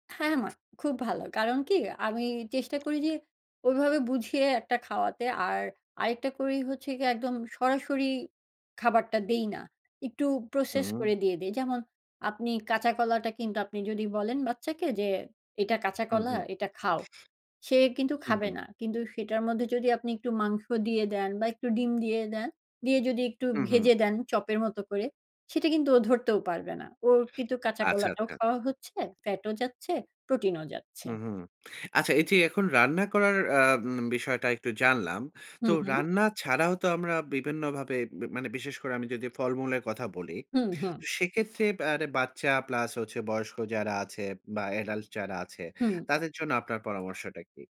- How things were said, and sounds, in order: none
- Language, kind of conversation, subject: Bengali, podcast, স্বাস্থ্যকর খাবার রান্না করার জন্য কী কী টিপস দেবেন?